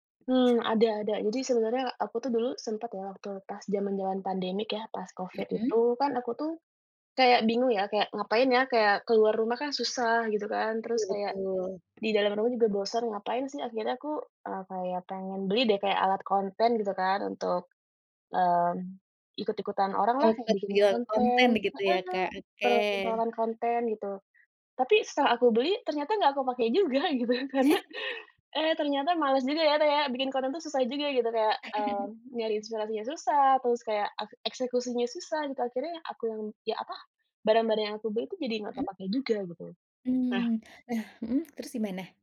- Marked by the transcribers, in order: unintelligible speech; unintelligible speech; laughing while speaking: "gitu"; laugh; chuckle
- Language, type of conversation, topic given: Indonesian, podcast, Bagaimana kamu membedakan kebutuhan dari keinginanmu?